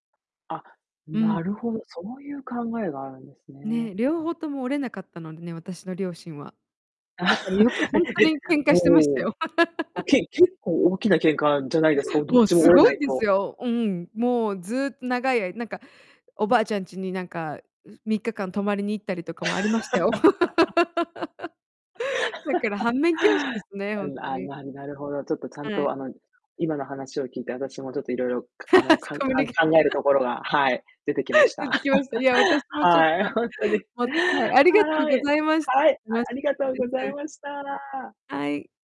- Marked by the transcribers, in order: chuckle; laugh; laugh; laugh; laugh; laughing while speaking: "出てきました"; laugh; distorted speech
- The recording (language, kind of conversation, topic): Japanese, unstructured, 恋人と意見が合わないとき、どうしていますか？